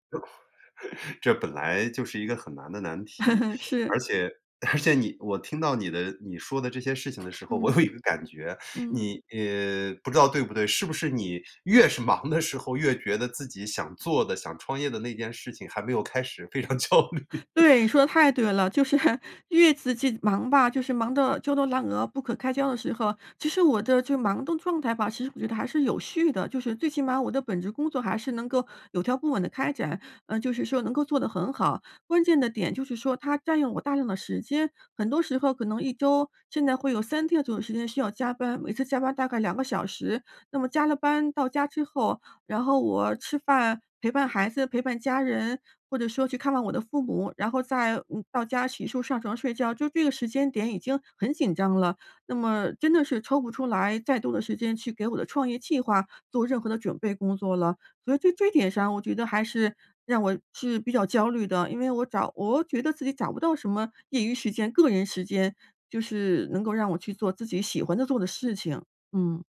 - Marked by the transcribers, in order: laugh; laughing while speaking: "而且你"; laugh; laughing while speaking: "我有"; other background noise; laughing while speaking: "焦虑"; laugh; laughing while speaking: "是"
- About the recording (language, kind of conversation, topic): Chinese, advice, 平衡创业与个人生活